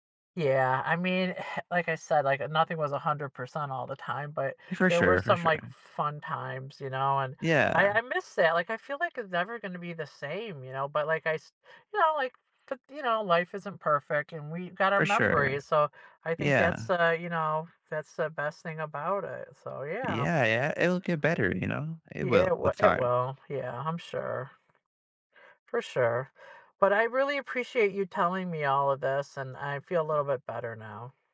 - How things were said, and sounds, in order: background speech
- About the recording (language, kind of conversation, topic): English, advice, How can I cope with grief and begin to heal after losing a close family member?
- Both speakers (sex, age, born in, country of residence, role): female, 55-59, United States, United States, user; male, 20-24, Puerto Rico, United States, advisor